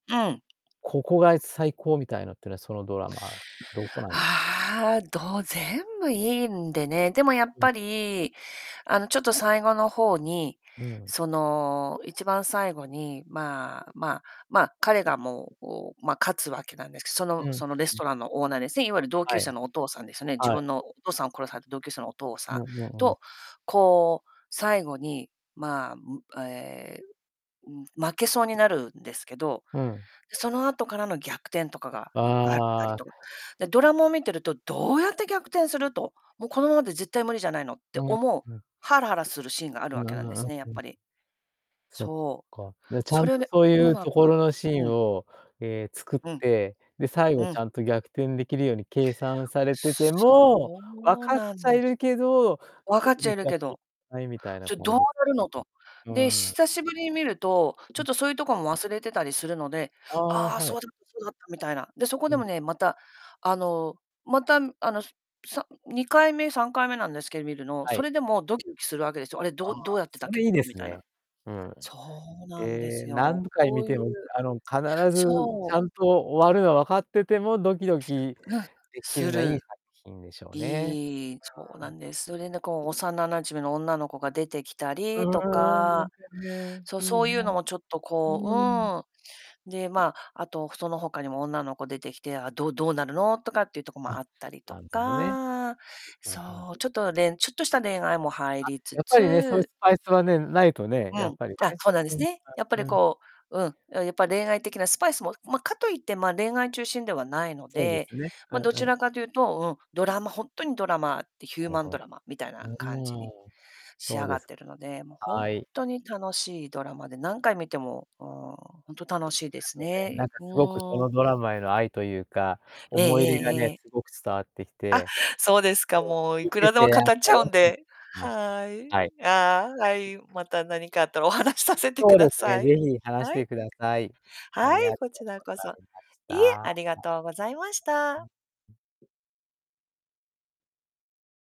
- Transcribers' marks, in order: distorted speech; static; unintelligible speech; unintelligible speech; unintelligible speech; tapping; unintelligible speech; unintelligible speech; unintelligible speech; laughing while speaking: "お話させてください"; other background noise
- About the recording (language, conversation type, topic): Japanese, podcast, 最近ハマっているドラマのどこが好きですか？